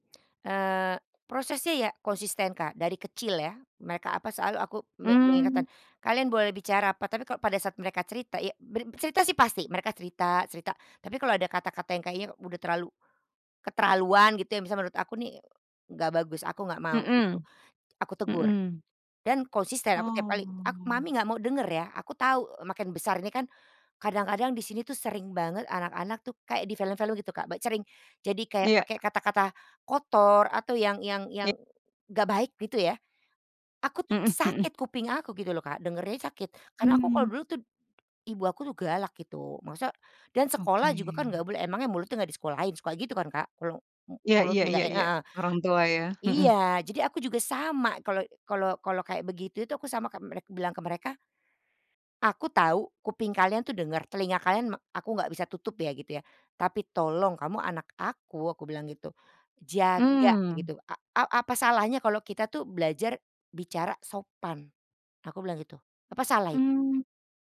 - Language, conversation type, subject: Indonesian, podcast, Bagaimana cara menjelaskan batasan kepada orang tua atau keluarga?
- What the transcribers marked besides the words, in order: other background noise; tapping